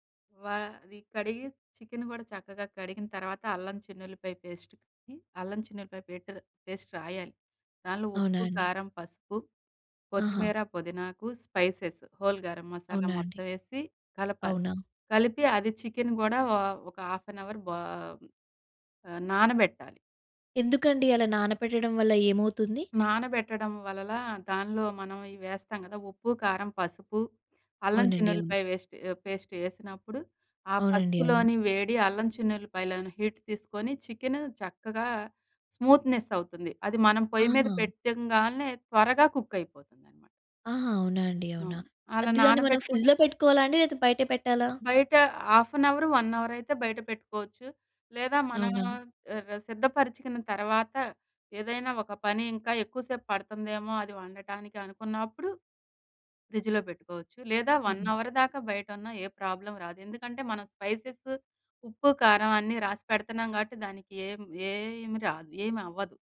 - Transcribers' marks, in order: in English: "చికెన్"; in English: "పేస్ట్"; in English: "స్పైసెస్, హోల్"; in English: "చికెన్"; in English: "హాఫ్ అన్ అవర్"; "వలన" said as "వలల"; in English: "వేస్ట్ పేస్ట్"; in English: "హీట్"; in English: "చికెన్"; in English: "స్మూత్‌నెస్"; in English: "కుక్"; in English: "ఫ్రిడ్జ్‌లో"; in English: "హాఫ్ ఎన్ అవర్, వన్ అవర్"; in English: "ఫ్రిడ్జ్‌లో"; in English: "వన్ అవర్"; in English: "ప్రాబ్లమ్"; in English: "స్పైసెస్"
- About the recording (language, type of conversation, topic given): Telugu, podcast, రుచికరమైన స్మృతులు ఏ వంటకంతో ముడిపడ్డాయి?